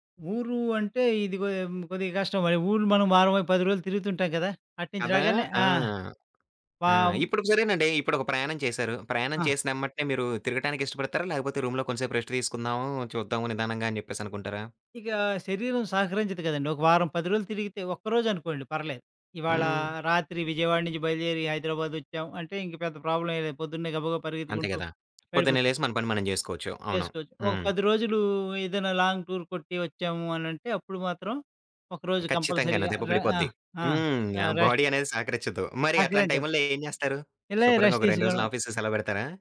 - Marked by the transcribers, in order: in English: "రూమ్‌లో"; in English: "లాంగ్ టూర్"; in English: "కంపల్సరీగా"; in English: "బాడీ"; in English: "ఆఫీసుకి"
- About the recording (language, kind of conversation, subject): Telugu, podcast, ఒక కష్టమైన రోజు తర్వాత నువ్వు రిలాక్స్ అవడానికి ఏం చేస్తావు?